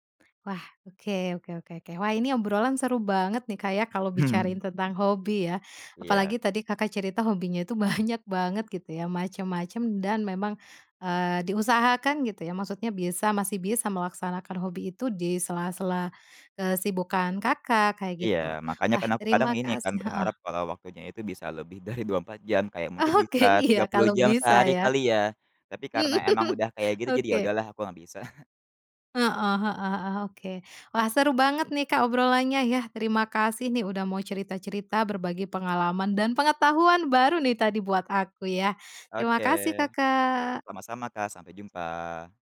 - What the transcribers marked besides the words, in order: tapping; laughing while speaking: "banyak"; laughing while speaking: "Oke, iya"; chuckle
- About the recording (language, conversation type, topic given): Indonesian, podcast, Bagaimana pengalaman kamu saat tenggelam dalam aktivitas hobi hingga lupa waktu?